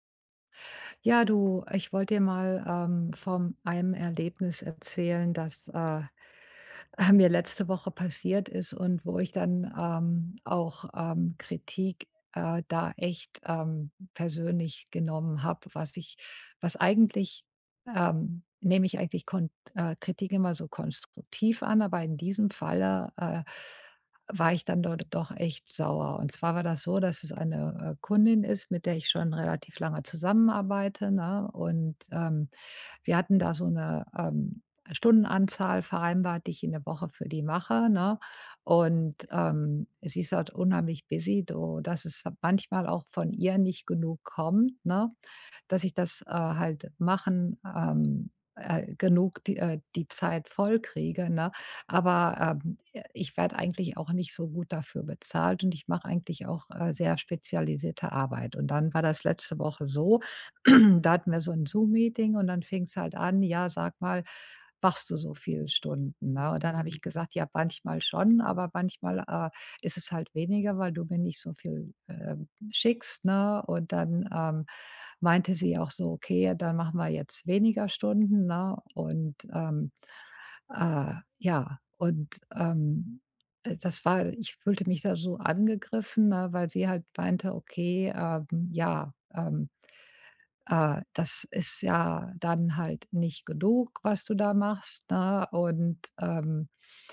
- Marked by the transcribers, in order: in English: "busy"; throat clearing
- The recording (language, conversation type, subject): German, advice, Wie kann ich Kritik annehmen, ohne sie persönlich zu nehmen?